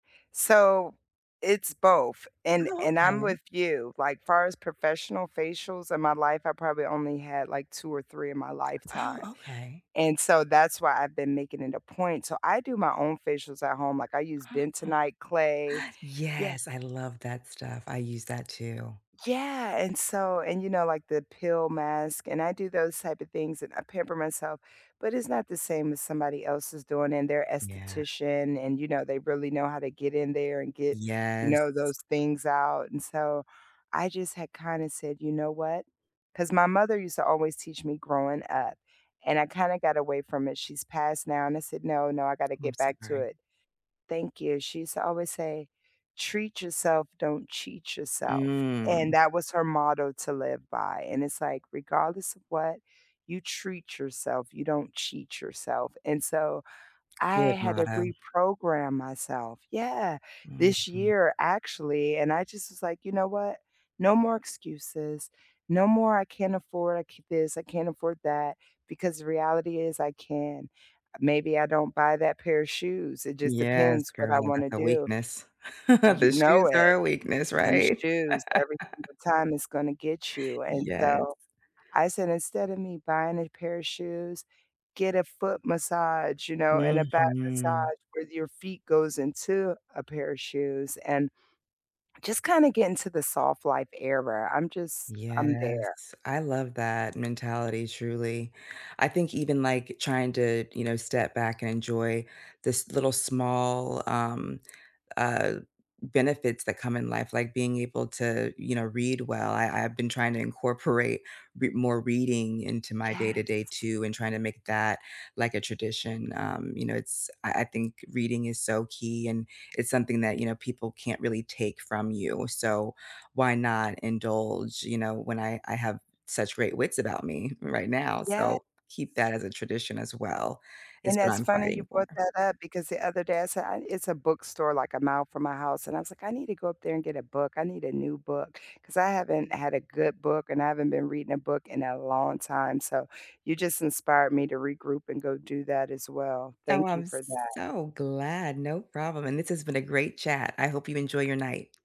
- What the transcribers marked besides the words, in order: other background noise; gasp; chuckle; laugh; drawn out: "Mhm"; laughing while speaking: "incorporate"
- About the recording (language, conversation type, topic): English, unstructured, What traditions are you creating or keeping this season?
- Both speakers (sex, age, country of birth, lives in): female, 40-44, United States, United States; female, 45-49, United States, United States